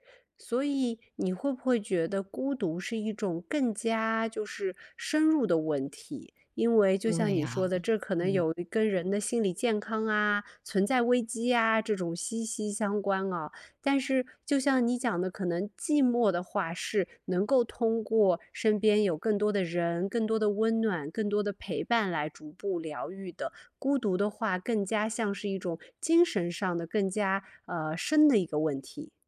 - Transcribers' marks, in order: none
- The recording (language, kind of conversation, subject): Chinese, podcast, 你觉得孤独和寂寞的区别在哪里？
- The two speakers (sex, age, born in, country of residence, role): female, 30-34, China, United States, host; female, 45-49, China, United States, guest